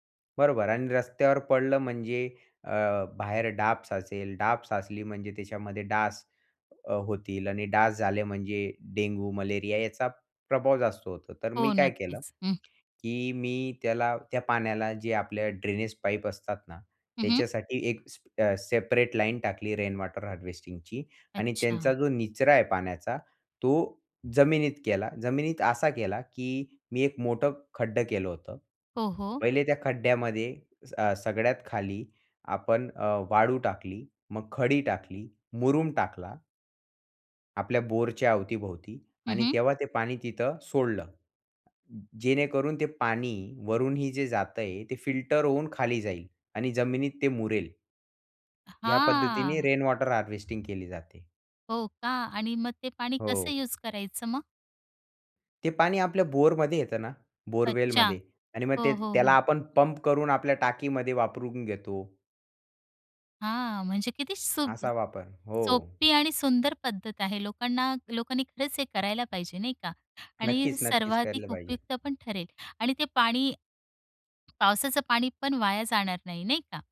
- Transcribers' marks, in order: in English: "ड्रेनेज पाईप"; in English: "स्प सेपरेट लाईन"; in English: "रेन वॉटर हार्वेस्टिंगची"; in English: "फिल्टर"; in English: "रेन वॉटर हार्वेस्टिंग"; in English: "युज"; "केलं" said as "केरल"
- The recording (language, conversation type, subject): Marathi, podcast, घरात पाण्याची बचत प्रभावीपणे कशी करता येईल, आणि त्याबाबत तुमचा अनुभव काय आहे?